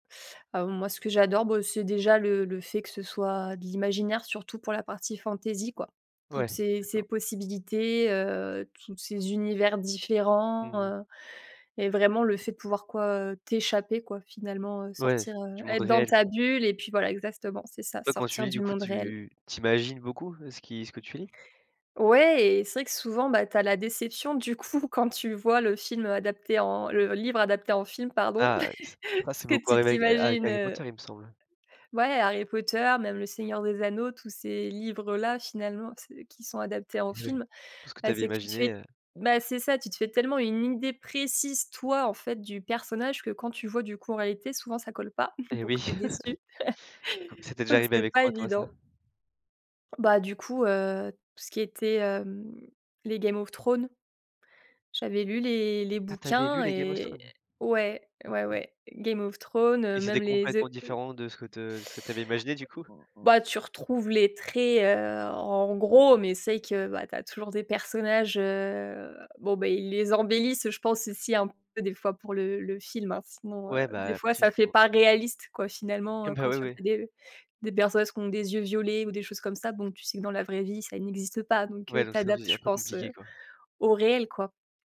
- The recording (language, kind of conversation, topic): French, podcast, Comment choisis-tu un livre quand tu vas en librairie ?
- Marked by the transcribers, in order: chuckle; stressed: "idée précise, toi"; chuckle; other noise; drawn out: "heu"